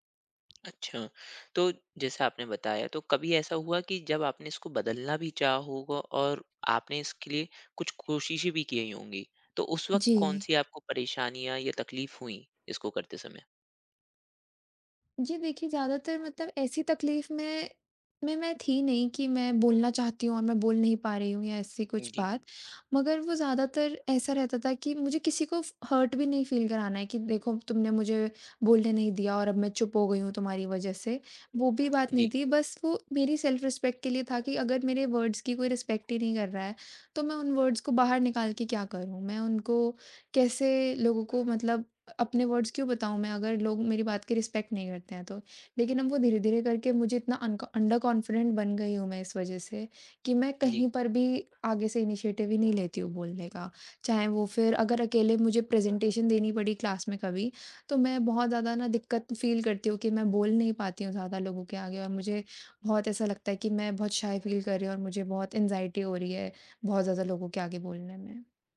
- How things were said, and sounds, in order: tapping; in English: "हर्ट"; in English: "फ़ील"; in English: "सेल्फ़-रिस्पेक्ट"; in English: "वर्ड्स"; in English: "रिस्पेक्ट"; in English: "वर्ड्स"; in English: "वर्ड्स"; in English: "रिस्पेक्ट"; in English: "अन्क अंडर कॉन्फिडेंट"; in English: "इनिशिएटिव"; in English: "प्रेज़ेंटेशन"; in English: "क्लास"; in English: "फ़ील"; in English: "शाय फ़ील"; in English: "एंग्ज़ायटी"
- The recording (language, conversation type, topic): Hindi, advice, बातचीत में असहज होने पर मैं हर बार चुप क्यों हो जाता हूँ?